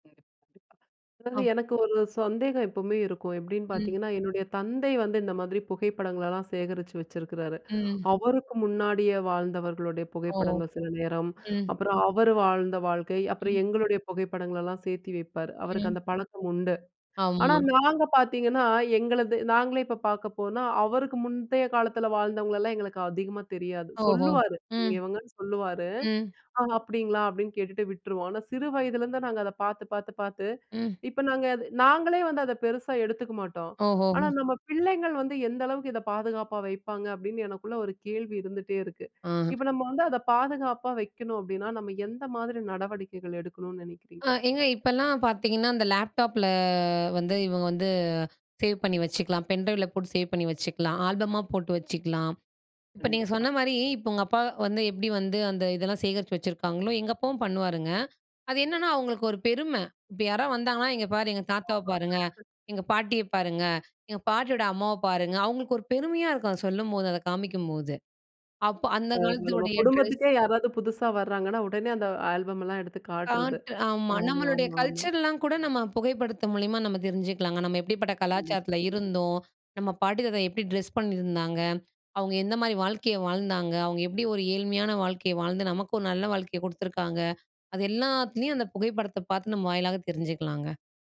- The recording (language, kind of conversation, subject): Tamil, podcast, பழைய குடும்பப் புகைப்படங்கள் உங்களுக்கு என்ன சொல்லும்?
- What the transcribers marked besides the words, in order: unintelligible speech; other background noise; tapping; in English: "லேப்டாப்ல"; drawn out: "வந்து"; in English: "சேவ்"; in English: "பென்ட்ரைவ்ல"; in English: "சேவ்"; unintelligible speech; in English: "கல்ச்சர்லாம்"